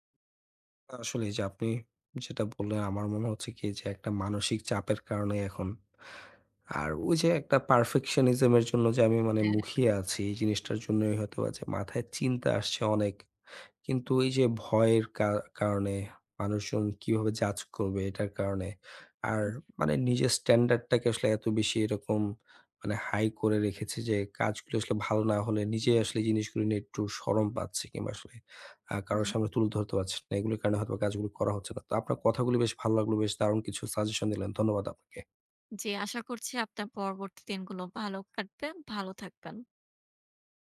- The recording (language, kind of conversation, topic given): Bengali, advice, পারফেকশনিজমের কারণে সৃজনশীলতা আটকে যাচ্ছে
- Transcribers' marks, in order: other background noise; in English: "perfectionism"